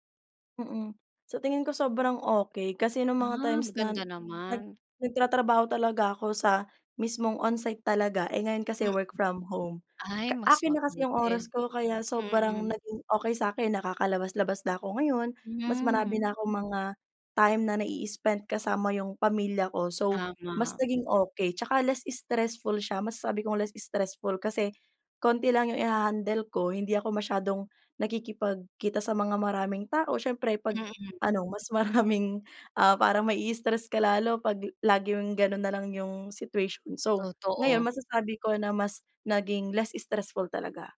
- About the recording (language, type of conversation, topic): Filipino, podcast, Paano mo malalaman kung kailangan mo nang magbitiw sa trabaho o magpahinga muna?
- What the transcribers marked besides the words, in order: laughing while speaking: "maraming"